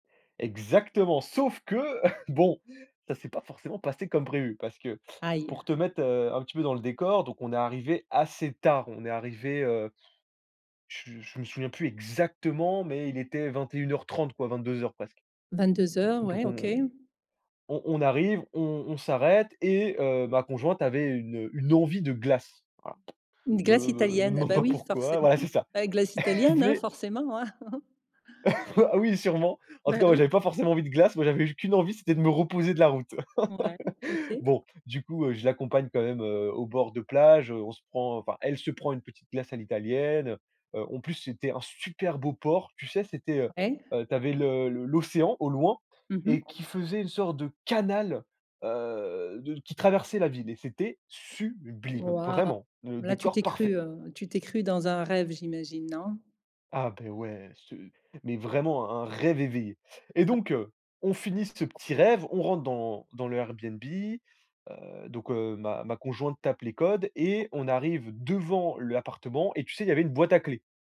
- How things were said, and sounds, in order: stressed: "Sauf que"; chuckle; stressed: "assez tard"; blowing; stressed: "exactement"; other background noise; lip trill; laughing while speaking: "Elle"; chuckle; laugh; laughing while speaking: "Ah oui"; laugh; stressed: "canal"; stressed: "sublime"; unintelligible speech; tapping
- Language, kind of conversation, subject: French, podcast, Peux-tu raconter un pépin de voyage dont tu rigoles encore ?